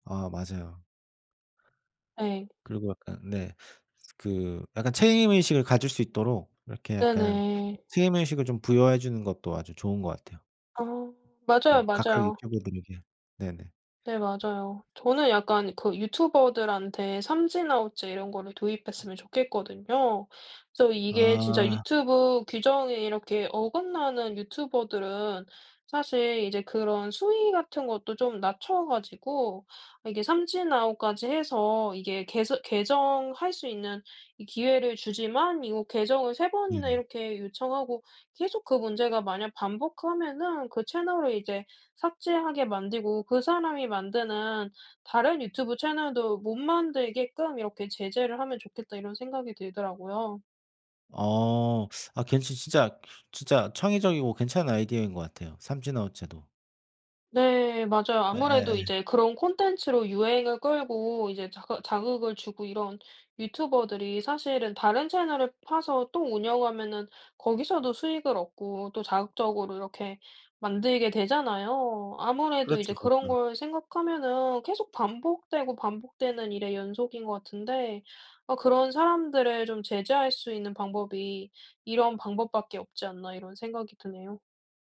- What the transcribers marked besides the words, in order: tapping
- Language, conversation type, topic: Korean, unstructured, 인기 있는 유튜버가 부적절한 행동을 했을 때 어떻게 생각하시나요?